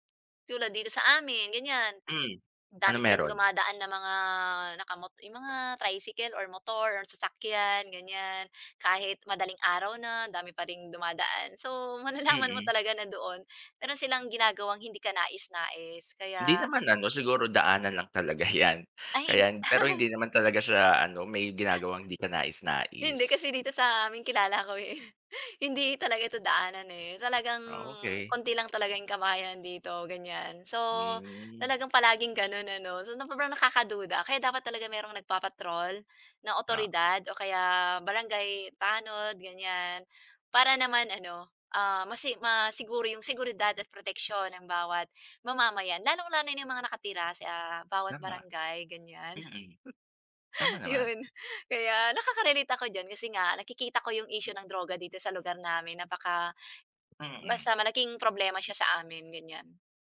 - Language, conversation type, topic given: Filipino, unstructured, Ano ang nararamdaman mo kapag may umuusbong na isyu ng droga sa inyong komunidad?
- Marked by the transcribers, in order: laugh; chuckle; laugh